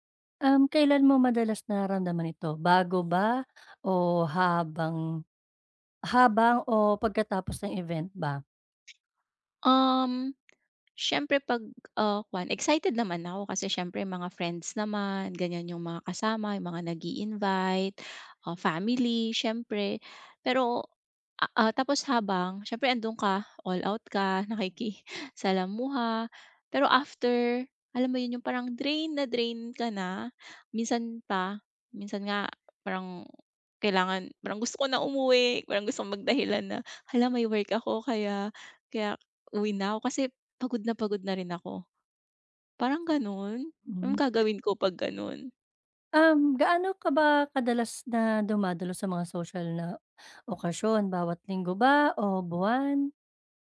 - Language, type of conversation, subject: Filipino, advice, Bakit ako laging pagod o nabibigatan sa mga pakikisalamuha sa ibang tao?
- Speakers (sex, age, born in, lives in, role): female, 35-39, Philippines, Philippines, advisor; female, 40-44, Philippines, Philippines, user
- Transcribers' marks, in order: none